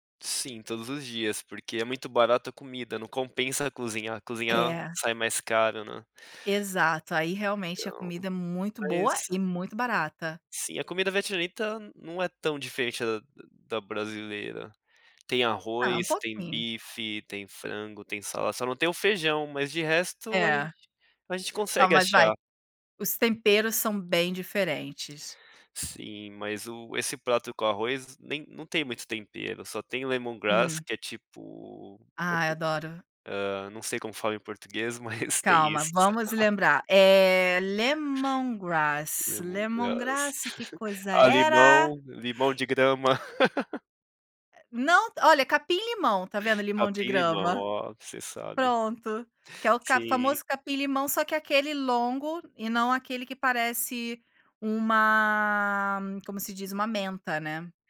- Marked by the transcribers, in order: in English: "lemongrass"; chuckle; in English: "lemongrass, lemongrass"; in English: "Lemongrass"; chuckle; chuckle
- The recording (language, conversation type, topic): Portuguese, podcast, Quando você se sente sozinho, o que costuma fazer?